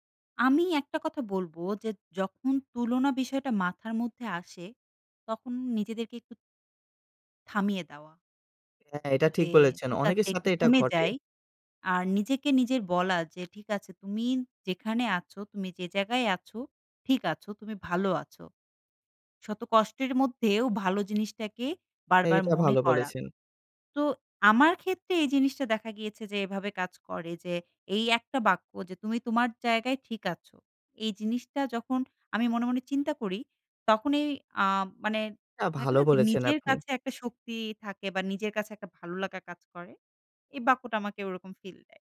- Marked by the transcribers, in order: other background noise
- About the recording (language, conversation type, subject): Bengali, podcast, সামাজিক তুলনা থেকে নিজেকে কীভাবে রক্ষা করা যায়?